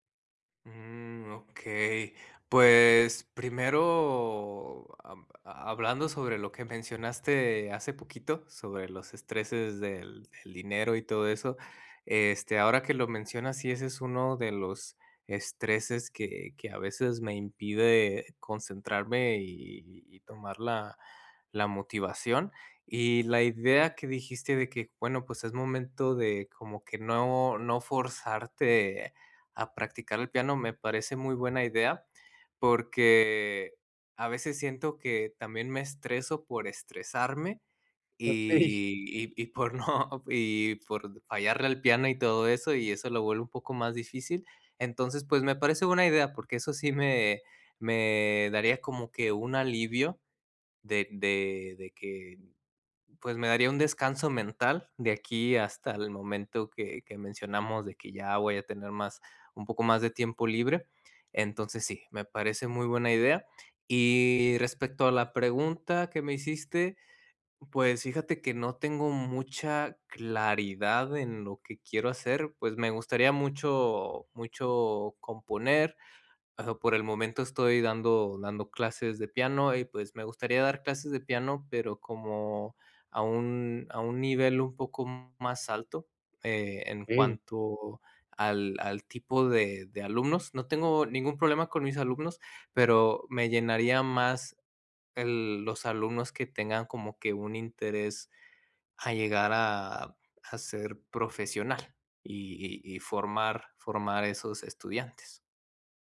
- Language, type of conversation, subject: Spanish, advice, ¿Cómo puedo mantener mi práctica cuando estoy muy estresado?
- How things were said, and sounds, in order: chuckle